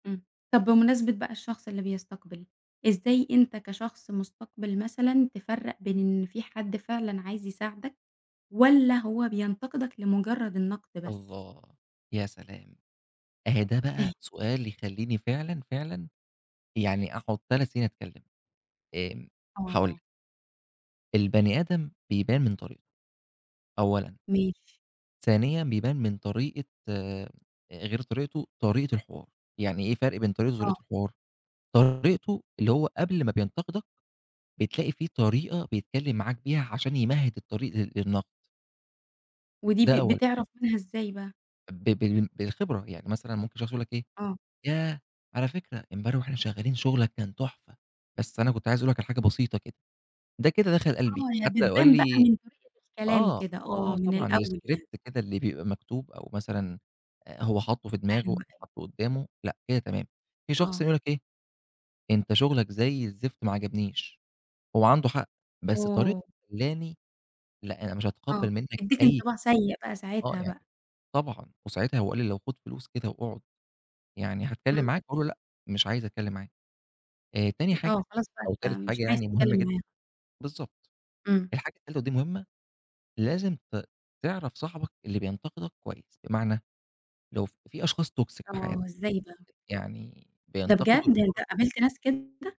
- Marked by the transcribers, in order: chuckle; in English: "الscript"; in English: "toxic"
- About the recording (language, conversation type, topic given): Arabic, podcast, إزاي تدي ملاحظات بنّاءة؟